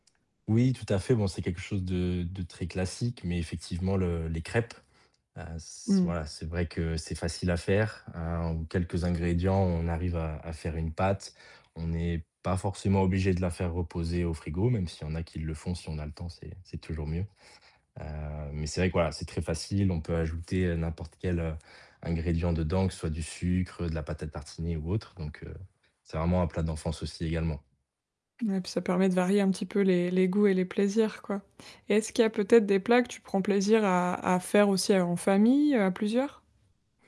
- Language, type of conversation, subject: French, podcast, Comment ta culture influence-t-elle ce que tu manges au quotidien ?
- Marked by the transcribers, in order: static; tapping